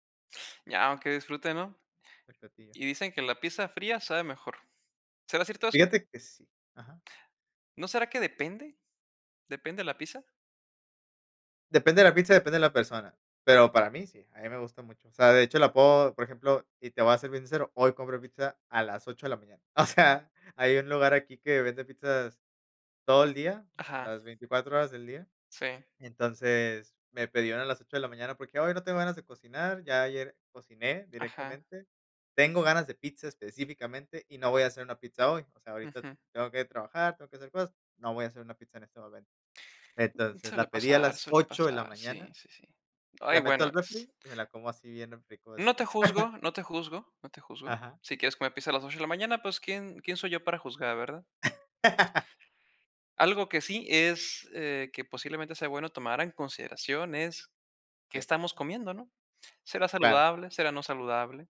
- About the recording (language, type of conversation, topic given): Spanish, podcast, ¿Cómo transformas las sobras en comidas ricas?
- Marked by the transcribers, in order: laughing while speaking: "O sea"; chuckle; laugh